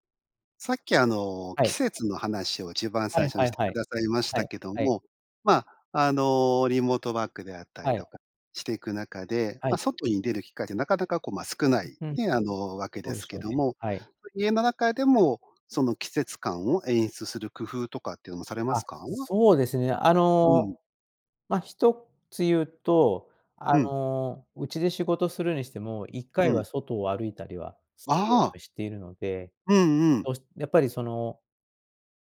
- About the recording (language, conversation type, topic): Japanese, podcast, 服で気分を変えるコツってある？
- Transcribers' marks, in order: other background noise; other noise